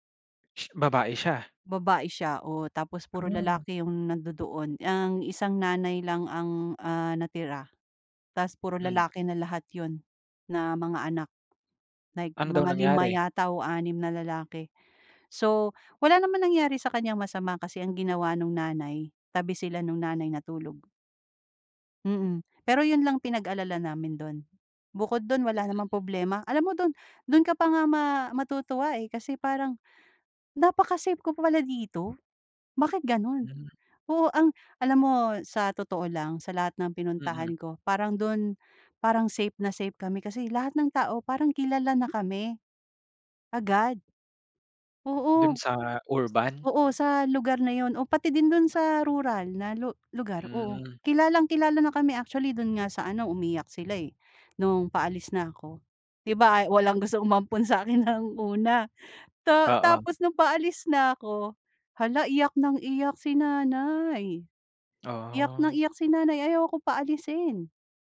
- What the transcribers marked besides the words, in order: sneeze; laughing while speaking: "sa akin ng una"
- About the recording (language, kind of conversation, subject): Filipino, podcast, Ano ang pinaka-nakakagulat na kabutihang-loob na naranasan mo sa ibang lugar?